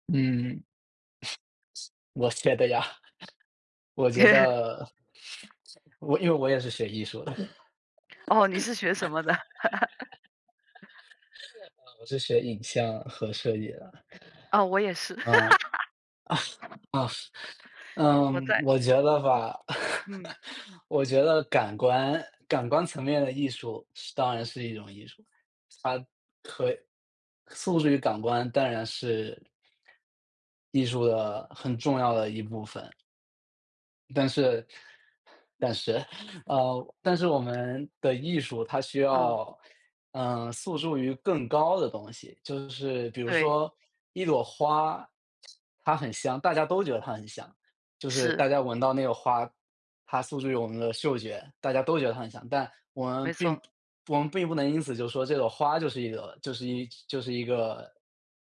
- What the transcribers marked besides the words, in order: other background noise; chuckle; chuckle; laugh; chuckle; laughing while speaking: "啊，嗯"; laugh; other noise
- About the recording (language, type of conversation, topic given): Chinese, unstructured, 在你看来，食物与艺术之间有什么关系？
- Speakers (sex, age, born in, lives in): female, 35-39, China, United States; male, 25-29, China, Netherlands